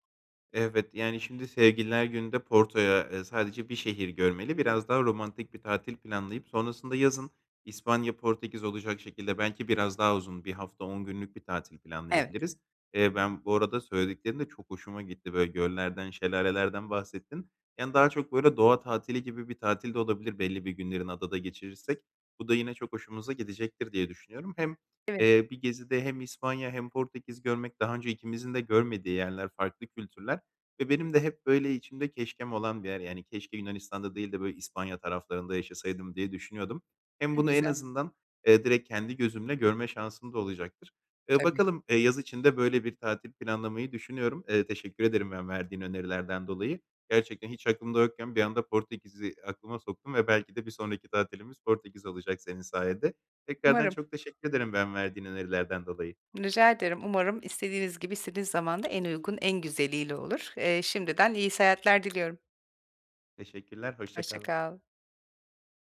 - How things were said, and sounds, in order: tapping; other background noise
- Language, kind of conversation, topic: Turkish, advice, Seyahatimi planlarken nereden başlamalı ve nelere dikkat etmeliyim?